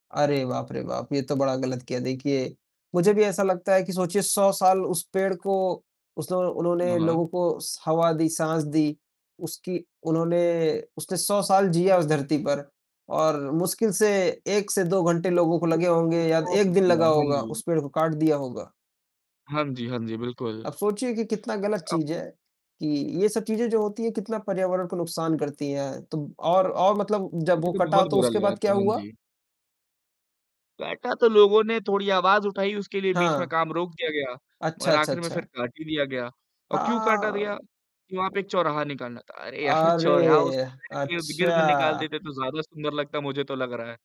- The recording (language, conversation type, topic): Hindi, unstructured, आपको क्या लगता है कि हर दिन एक पेड़ लगाने से क्या फर्क पड़ेगा?
- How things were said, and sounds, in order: distorted speech; unintelligible speech; tapping; laughing while speaking: "यार!"